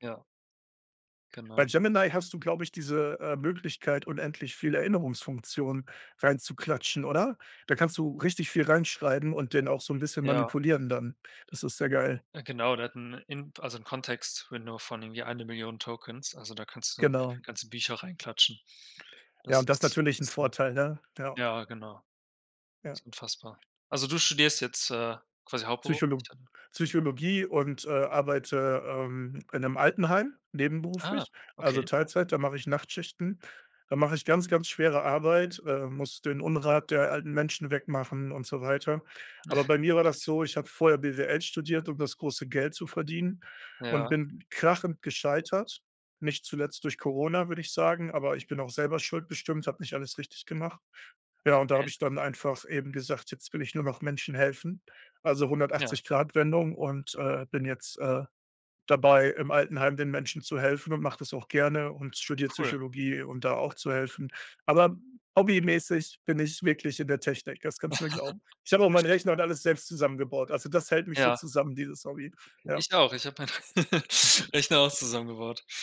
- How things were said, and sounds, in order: chuckle; chuckle; giggle; chuckle
- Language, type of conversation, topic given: German, unstructured, Wie bist du zu deinem aktuellen Job gekommen?